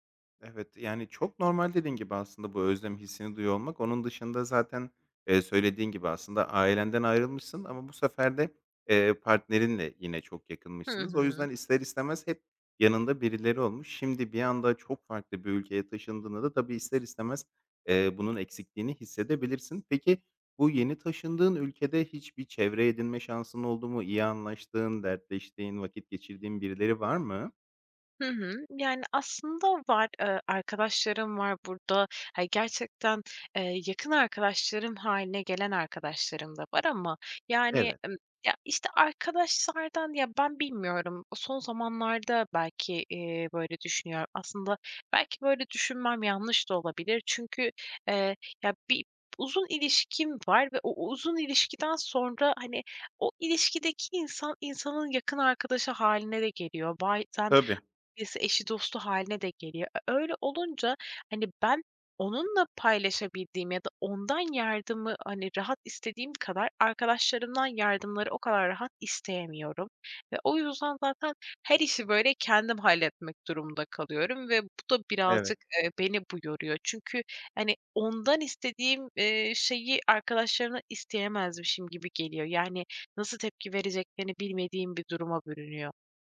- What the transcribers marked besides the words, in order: other background noise; tapping
- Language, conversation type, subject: Turkish, advice, Ailenden ve arkadaşlarından uzakta kalınca ev özlemiyle nasıl baş ediyorsun?
- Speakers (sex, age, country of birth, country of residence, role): female, 25-29, Turkey, Poland, user; male, 30-34, Turkey, Greece, advisor